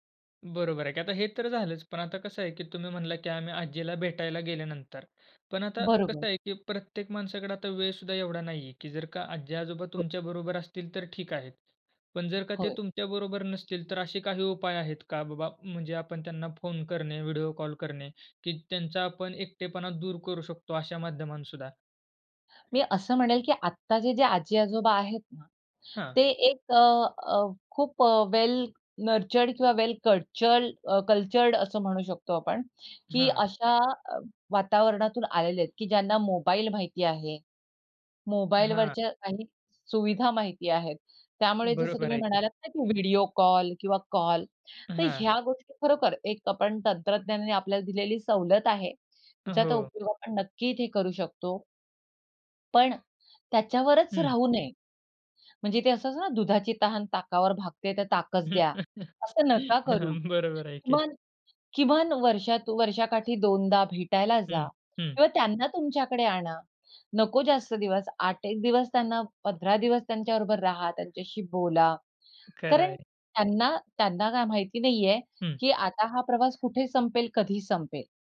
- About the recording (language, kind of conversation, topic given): Marathi, podcast, वयोवृद्ध लोकांचा एकटेपणा कमी करण्याचे प्रभावी मार्ग कोणते आहेत?
- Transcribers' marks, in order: tapping; "माध्यमातसुद्धा" said as "माध्यमानसुद्धा"; in English: "वेल नर्चर्ड"; in English: "वेल कल्चर्ड कल्चर्ड"; other background noise; laugh; laughing while speaking: "बरोबर आहे की"